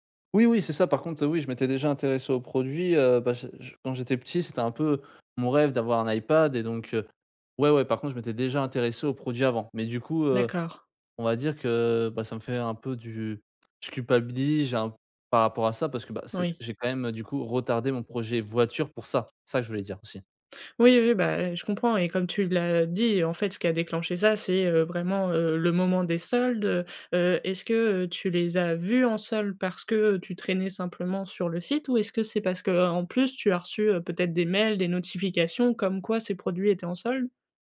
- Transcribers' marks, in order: tapping; stressed: "voiture"; stressed: "ça"; stressed: "vus"
- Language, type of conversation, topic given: French, advice, Comment éviter les achats impulsifs en ligne qui dépassent mon budget ?